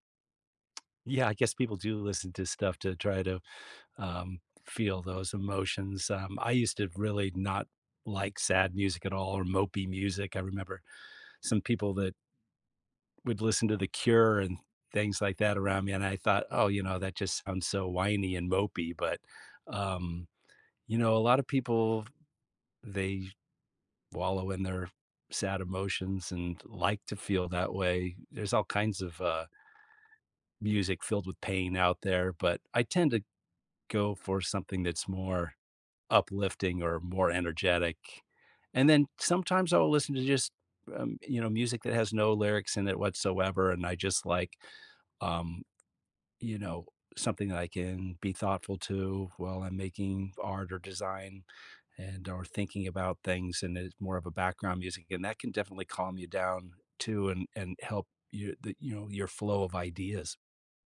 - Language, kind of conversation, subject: English, unstructured, How do you think music affects your mood?
- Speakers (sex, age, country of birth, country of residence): male, 20-24, United States, United States; male, 55-59, United States, United States
- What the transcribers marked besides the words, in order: tapping; other background noise